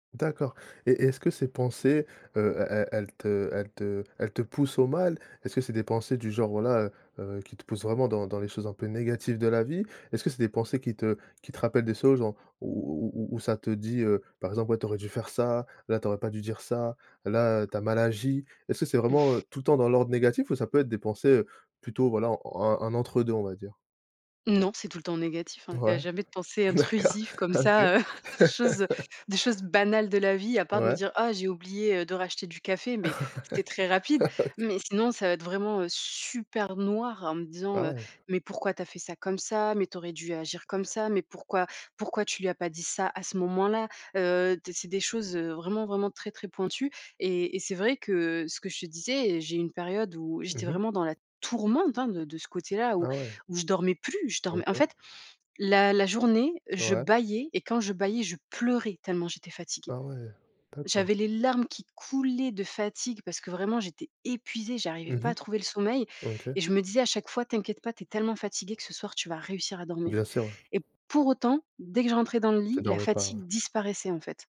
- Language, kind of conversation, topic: French, podcast, Comment gères-tu les pensées négatives qui tournent en boucle ?
- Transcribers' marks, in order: chuckle; laughing while speaking: "d'accord. Ah, OK"; laughing while speaking: "heu"; laugh; stressed: "banales"; laughing while speaking: "Ouais. Ah, OK"; stressed: "super"; other background noise; stressed: "tourmente"; stressed: "plus"; stressed: "disparaissait"